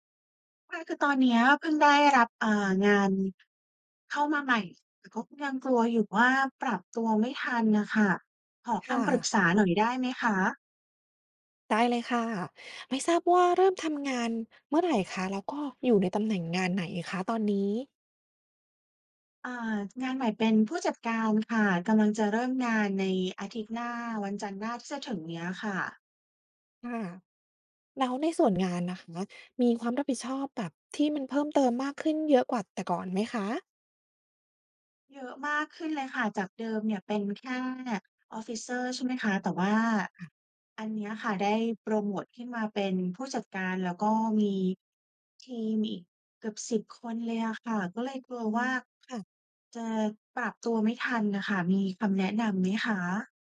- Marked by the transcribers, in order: in English: "officer"
- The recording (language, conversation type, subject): Thai, advice, เริ่มงานใหม่แล้วกลัวปรับตัวไม่ทัน